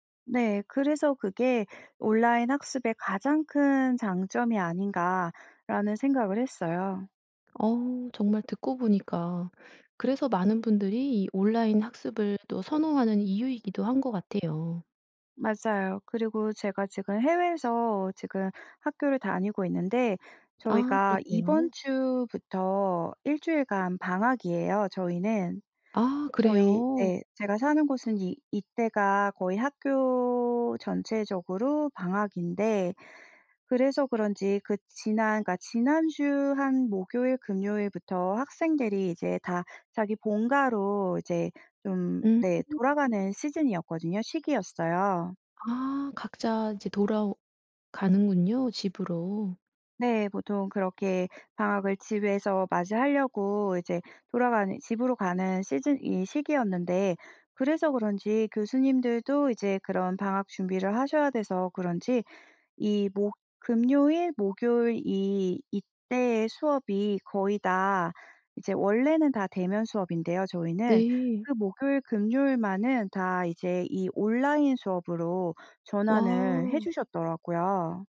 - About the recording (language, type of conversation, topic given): Korean, podcast, 온라인 학습은 학교 수업과 어떤 점에서 가장 다르나요?
- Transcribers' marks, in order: tapping